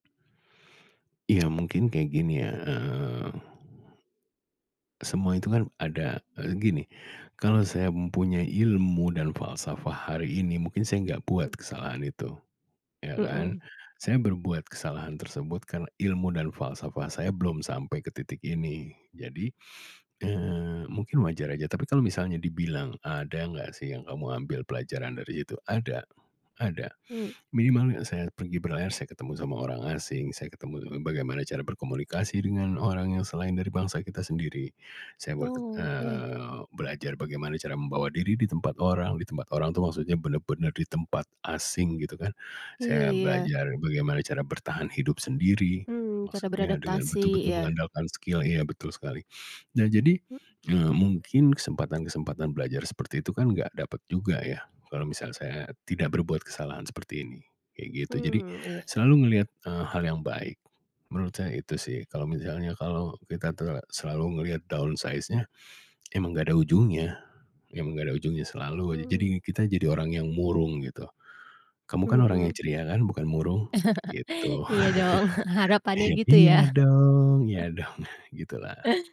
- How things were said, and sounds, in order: tapping; in English: "skill"; other background noise; in English: "down size-nya"; chuckle; laughing while speaking: "Iya dong"; chuckle
- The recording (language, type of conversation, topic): Indonesian, podcast, Pernahkah kamu menyesal memilih jalan hidup tertentu?